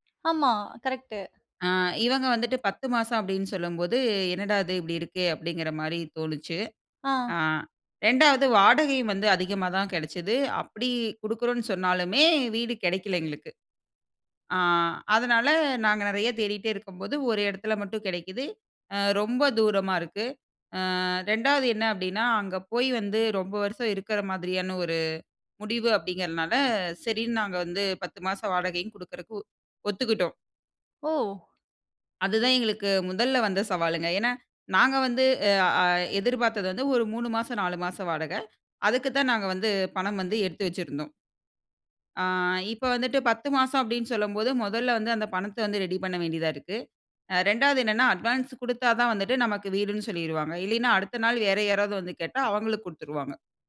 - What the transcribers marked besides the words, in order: other background noise
- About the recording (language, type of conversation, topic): Tamil, podcast, குடியேறும் போது நீங்கள் முதன்மையாக சந்திக்கும் சவால்கள் என்ன?